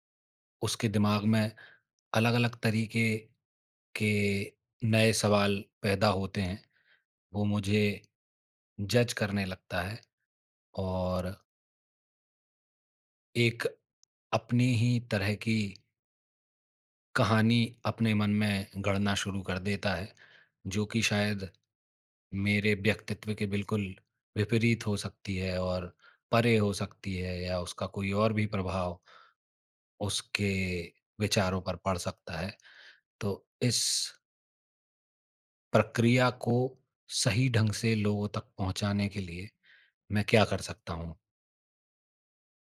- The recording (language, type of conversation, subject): Hindi, advice, मैं अपने साथी को रचनात्मक प्रतिक्रिया सहज और मददगार तरीके से कैसे दे सकता/सकती हूँ?
- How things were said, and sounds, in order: in English: "जज़"